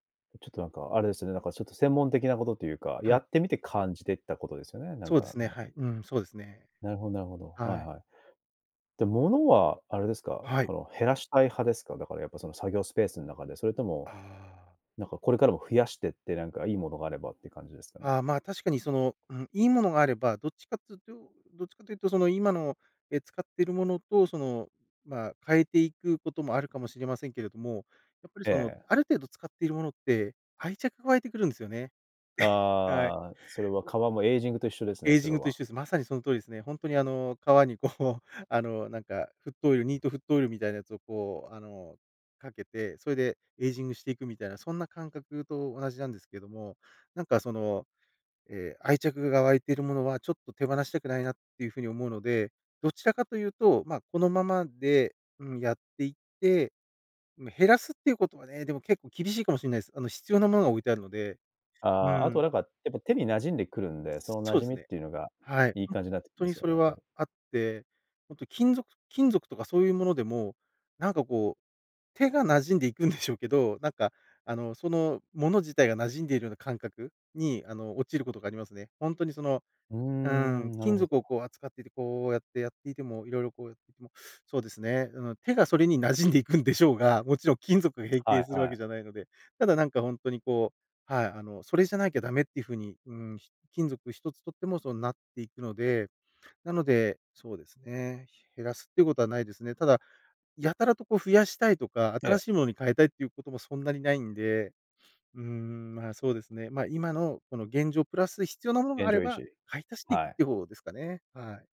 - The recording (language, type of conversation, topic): Japanese, podcast, 作業スペースはどのように整えていますか？
- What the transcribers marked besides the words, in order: laughing while speaking: "皮にこう"; laughing while speaking: "馴染んでいくんでしょうが"